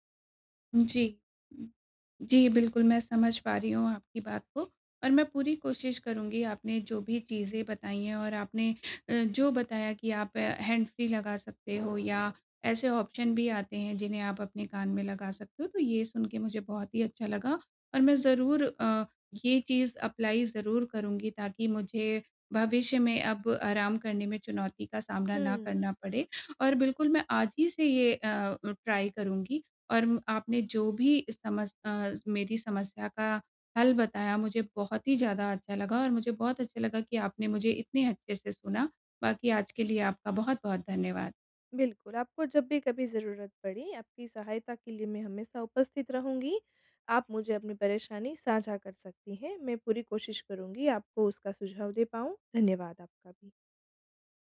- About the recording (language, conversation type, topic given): Hindi, advice, घर पर आराम करने में आपको सबसे ज़्यादा किन चुनौतियों का सामना करना पड़ता है?
- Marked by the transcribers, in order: in English: "हैंडफ्री"; in English: "ऑप्शन"; in English: "अप्लाय"; in English: "ट्राय"